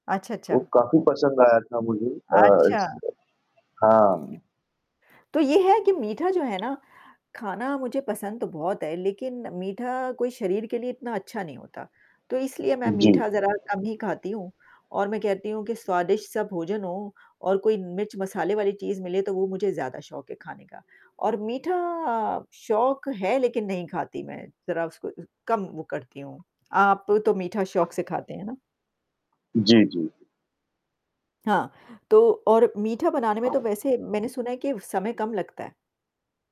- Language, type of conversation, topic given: Hindi, unstructured, कौन से व्यंजन आपके लिए खास हैं और क्यों?
- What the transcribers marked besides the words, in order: static; other background noise; distorted speech